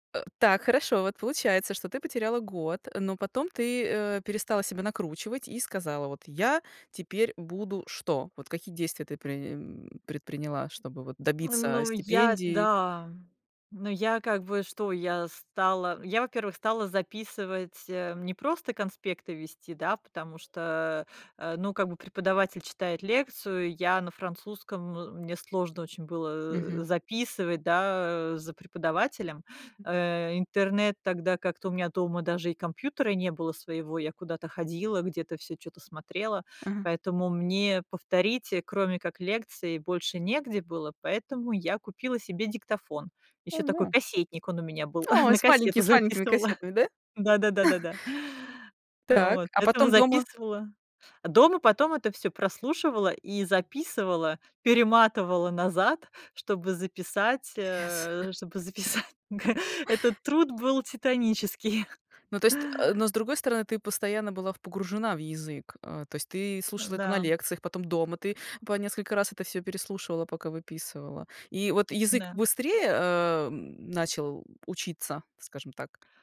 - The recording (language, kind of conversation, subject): Russian, podcast, Как не зацикливаться на ошибках и двигаться дальше?
- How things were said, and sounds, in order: other background noise; tapping; chuckle; laughing while speaking: "на кассету записывала. Да, да-да-да, да"; chuckle; laughing while speaking: "Пипец"; laughing while speaking: "чтобы записать. Г этот труд был титанический"